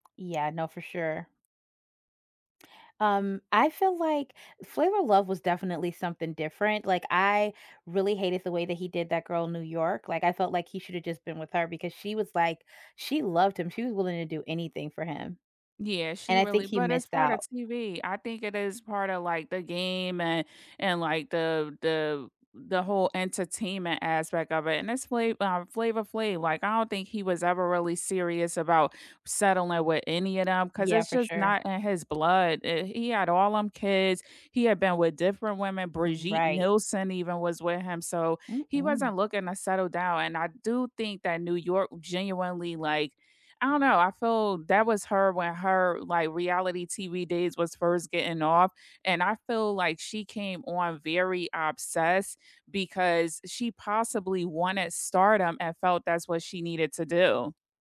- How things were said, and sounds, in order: tapping
- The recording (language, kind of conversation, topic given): English, unstructured, Which reality shows do you love but hate to admit you watch?